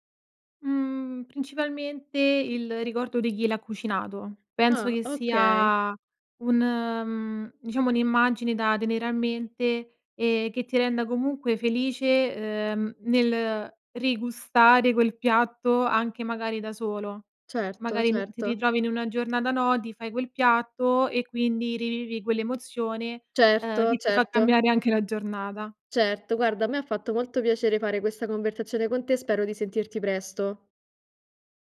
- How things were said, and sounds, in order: other background noise; tapping
- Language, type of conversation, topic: Italian, podcast, Quali sapori ti riportano subito alle cene di famiglia?